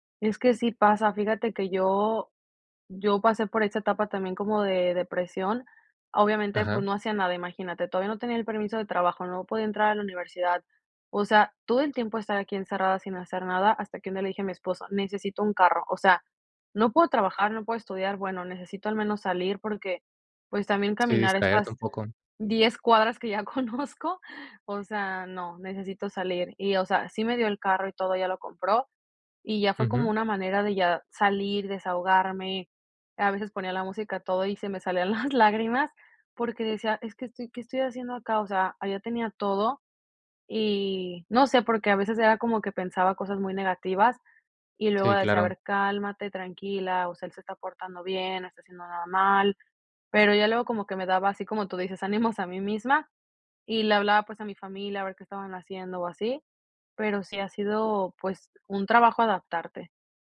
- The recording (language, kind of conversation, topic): Spanish, podcast, ¿Qué consejo práctico darías para empezar de cero?
- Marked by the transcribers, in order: laughing while speaking: "conozco"